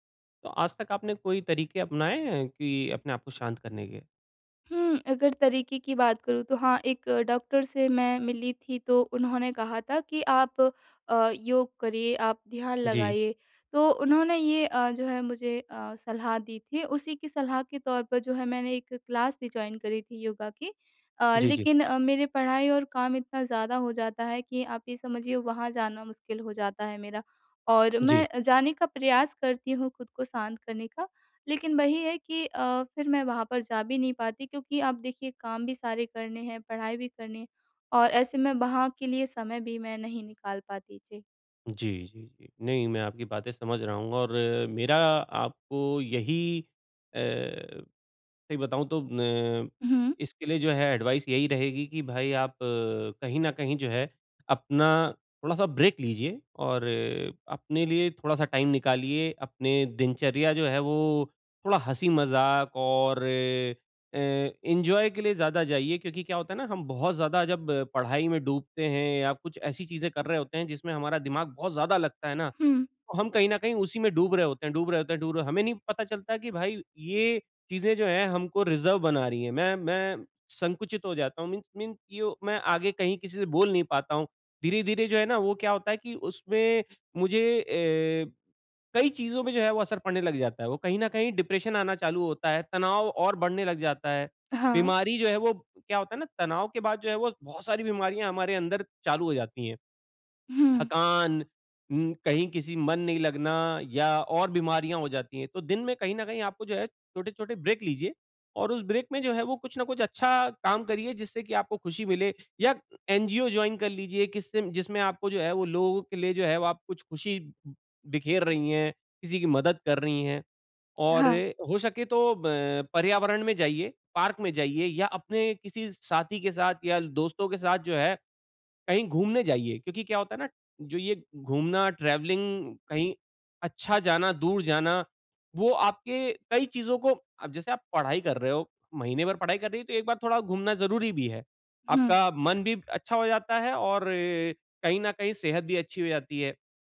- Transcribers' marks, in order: in English: "क्लास"; in English: "जॉइन"; in English: "एडवाइस"; in English: "ब्रेक"; in English: "टाइम"; in English: "एन्जॉय"; in English: "रिज़र्व"; in English: "मीन्स मीन्स"; in English: "डिप्रेशन"; in English: "ब्रेक"; in English: "ब्रेक"; in English: "जॉइन"; in English: "ट्रैवलिंग"
- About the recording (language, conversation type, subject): Hindi, advice, मैं आज तनाव कम करने के लिए कौन-से सरल अभ्यास कर सकता/सकती हूँ?
- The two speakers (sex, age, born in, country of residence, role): female, 25-29, India, India, user; male, 40-44, India, India, advisor